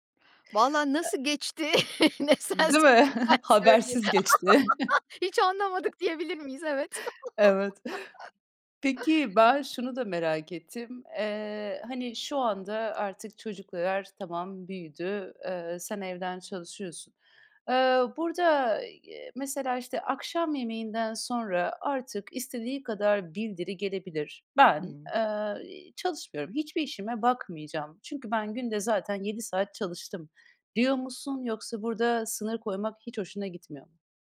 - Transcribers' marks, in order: laugh; laughing while speaking: "Ne sen so ben söyleyeyim"; laughing while speaking: "Değil mi?"; chuckle; other background noise; chuckle; laugh; laughing while speaking: "Evet"; chuckle; tapping
- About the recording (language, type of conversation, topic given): Turkish, podcast, Evden çalışırken sınırlarını nasıl belirliyorsun?